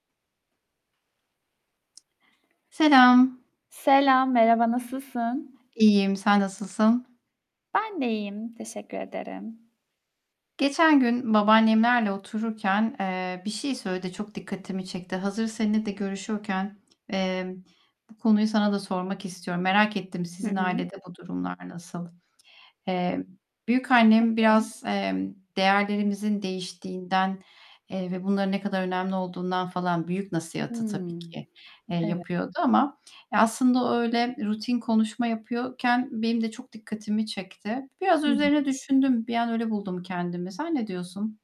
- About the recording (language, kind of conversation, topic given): Turkish, unstructured, Hayatta en önemli değerler sizce nelerdir?
- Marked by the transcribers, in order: tapping; static; distorted speech